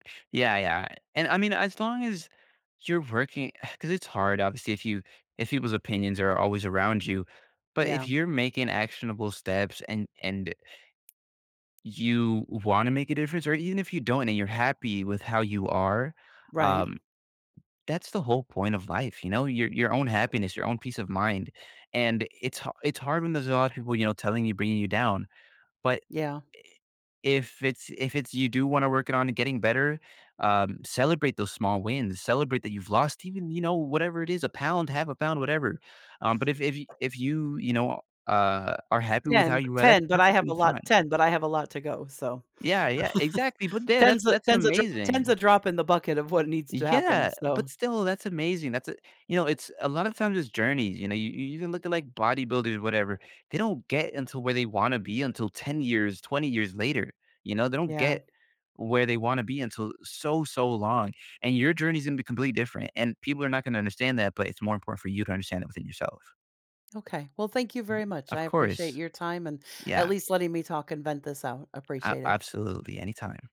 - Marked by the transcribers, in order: exhale; tapping; other background noise; laugh
- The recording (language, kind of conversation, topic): English, advice, How can I stop feeling like I'm not enough?